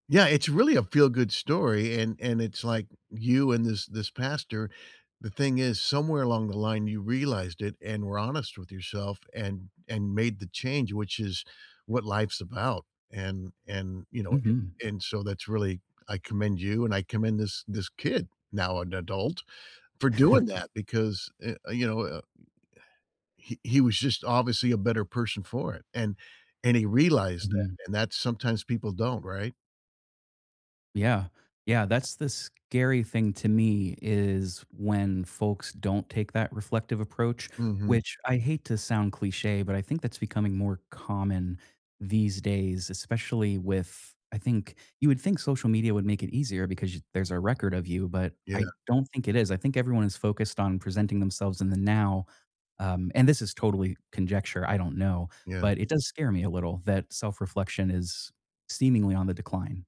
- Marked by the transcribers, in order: chuckle
- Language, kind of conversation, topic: English, unstructured, How can I reconnect with someone I lost touch with and miss?
- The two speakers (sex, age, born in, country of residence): male, 35-39, United States, United States; male, 65-69, United States, United States